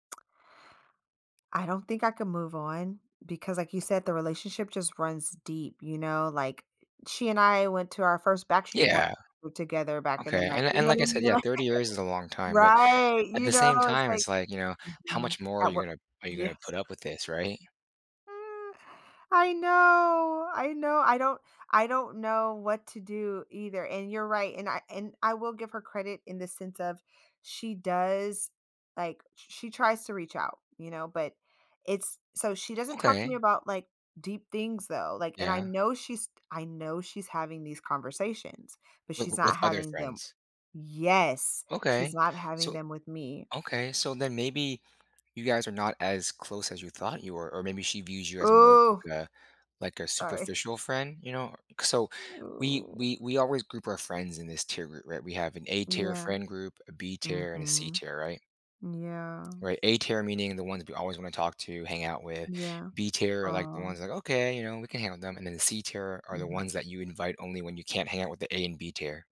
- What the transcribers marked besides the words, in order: tapping; unintelligible speech; unintelligible speech; laugh; other background noise; stressed: "Yes"
- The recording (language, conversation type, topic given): English, advice, How do I resolve a disagreement with a close friend without damaging our friendship?